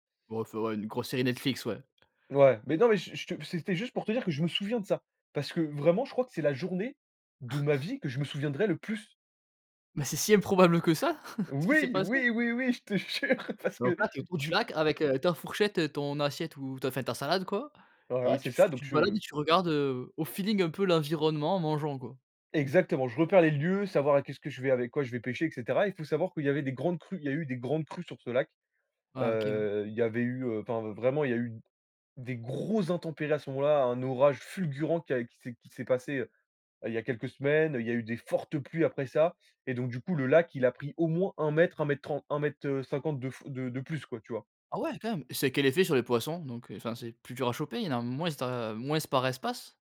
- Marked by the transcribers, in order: chuckle; chuckle; laughing while speaking: "je te jure parce que"; stressed: "grosses"
- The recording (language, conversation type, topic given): French, podcast, Pouvez-vous nous raconter l’histoire d’une amitié née par hasard à l’étranger ?